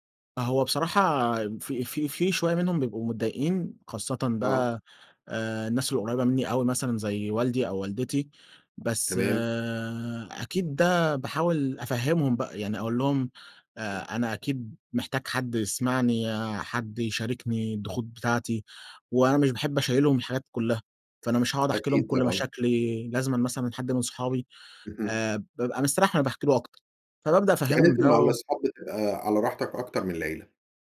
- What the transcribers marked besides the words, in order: other noise; tapping
- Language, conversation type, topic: Arabic, podcast, إزاي بتوازن بين الشغل والوقت مع العيلة؟